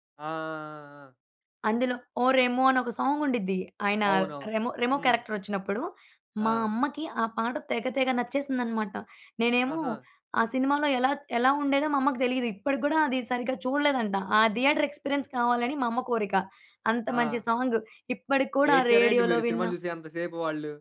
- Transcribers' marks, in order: in English: "సాంగ్"; in English: "క్యారెక్టర్"; in English: "థియేటర్ ఎక్స్‌పీరియన్స్"; in English: "సాంగ్"; in English: "రేడియోలో"
- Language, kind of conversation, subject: Telugu, podcast, మీ జీవితానికి నేపథ్య సంగీతంలా మీకు మొదటగా గుర్తుండిపోయిన పాట ఏది?